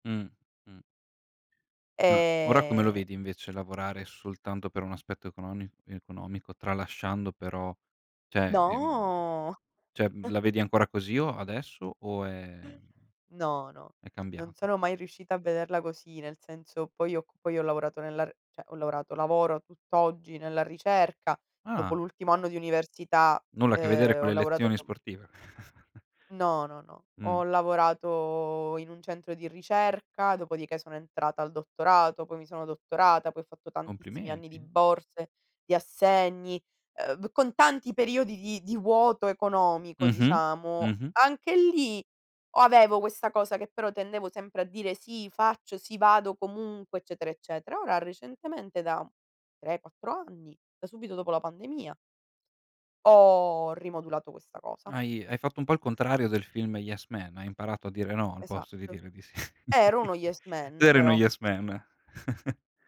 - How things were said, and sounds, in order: drawn out: "Ehm"; drawn out: "No"; chuckle; surprised: "Ah"; unintelligible speech; chuckle; laughing while speaking: "sì"; chuckle
- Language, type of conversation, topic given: Italian, podcast, Che consiglio daresti al tuo io più giovane?